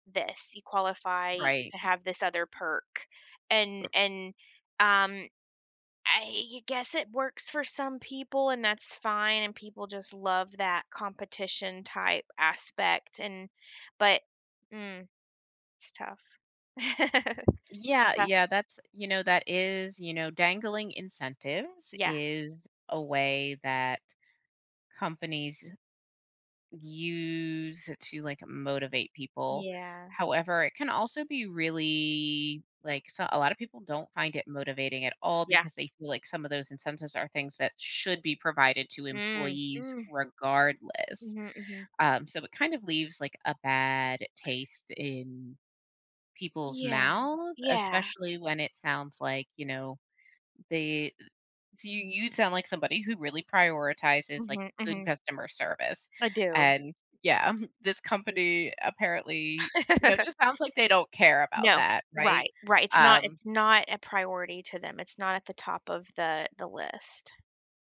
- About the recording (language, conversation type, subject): English, advice, How can I set boundaries at work and home?
- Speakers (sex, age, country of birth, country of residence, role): female, 40-44, United States, United States, advisor; female, 40-44, United States, United States, user
- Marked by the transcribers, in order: other background noise; laugh; drawn out: "use"; drawn out: "really"; chuckle; laugh